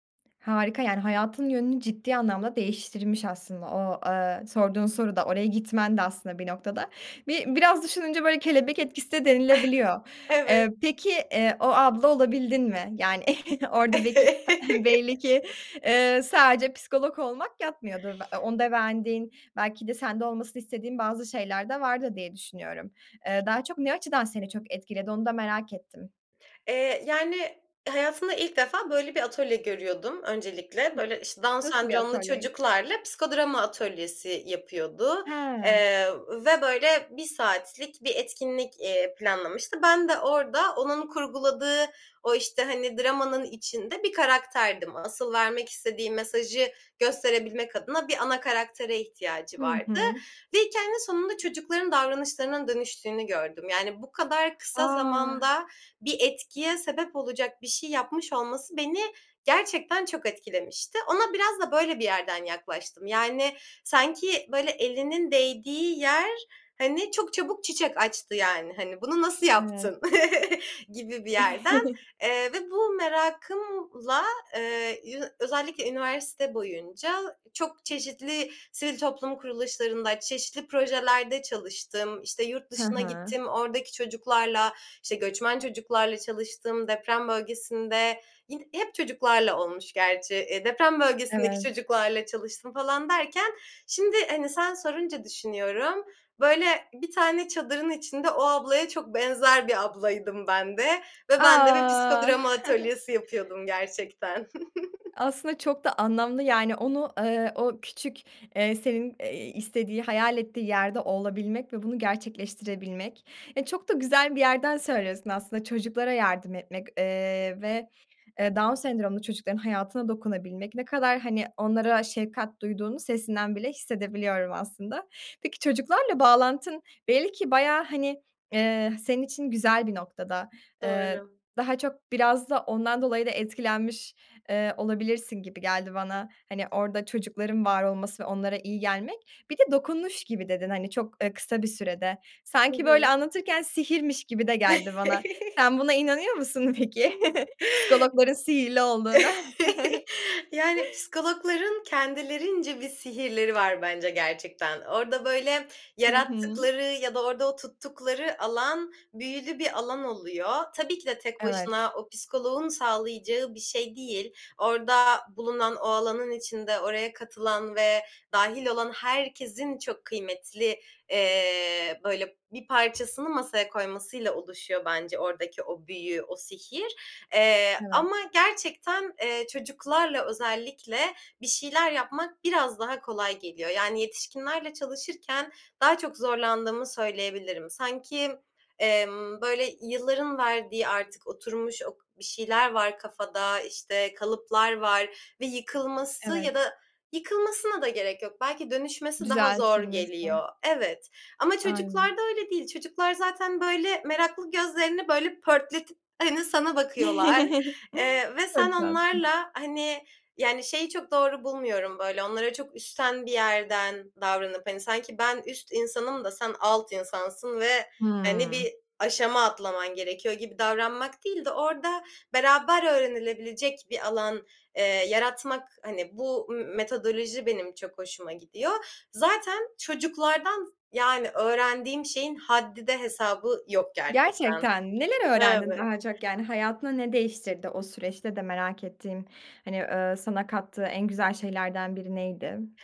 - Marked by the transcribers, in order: chuckle; chuckle; laugh; throat clearing; other background noise; other noise; chuckle; drawn out: "A!"; chuckle; chuckle; tapping; chuckle; chuckle; chuckle
- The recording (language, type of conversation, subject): Turkish, podcast, Tek başına seyahat etmekten ne öğrendin?